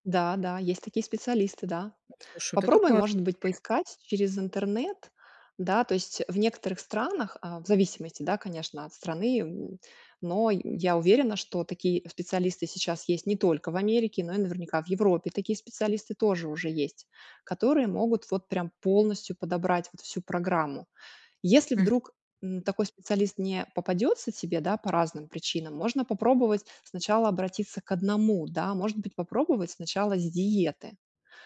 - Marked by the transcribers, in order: unintelligible speech; tapping
- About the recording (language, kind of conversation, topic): Russian, advice, С чего мне начать, если я хочу похудеть или нарастить мышцы?